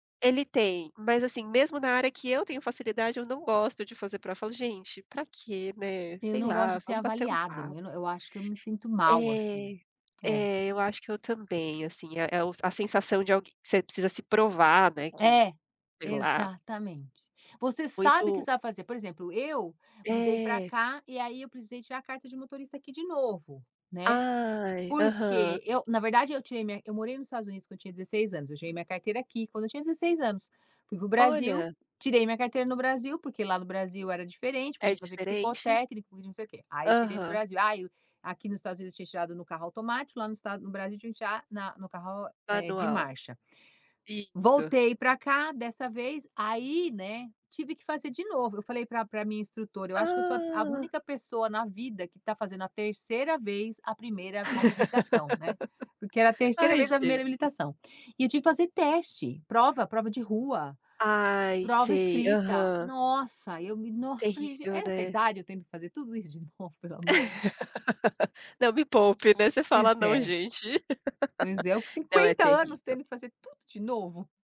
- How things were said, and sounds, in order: laugh; laugh; laugh
- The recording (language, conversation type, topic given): Portuguese, unstructured, Como enfrentar momentos de fracasso sem desistir?